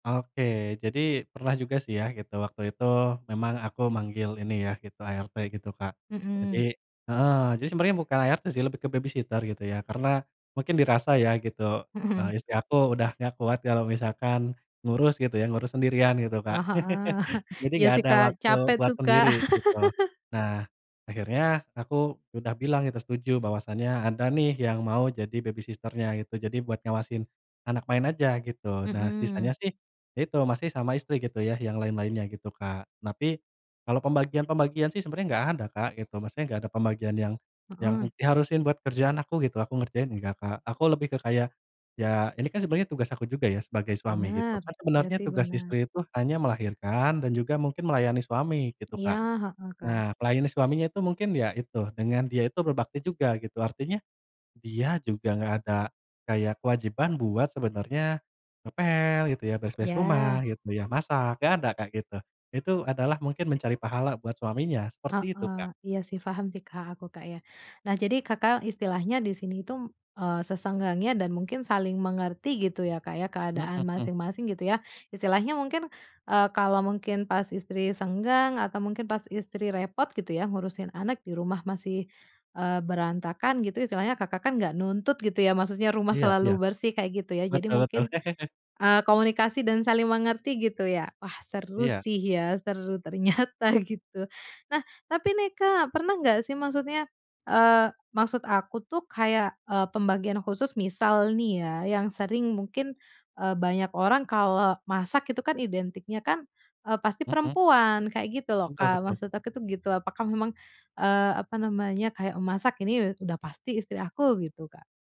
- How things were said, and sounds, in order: in English: "babysitter"; laughing while speaking: "Mhm"; tapping; laugh; chuckle; laugh; in English: "babysitter-nya"; other background noise; laugh; laughing while speaking: "ternyata gitu"; chuckle
- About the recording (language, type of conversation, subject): Indonesian, podcast, Bagaimana cara keluarga membagi tugas rumah tangga sehari-hari?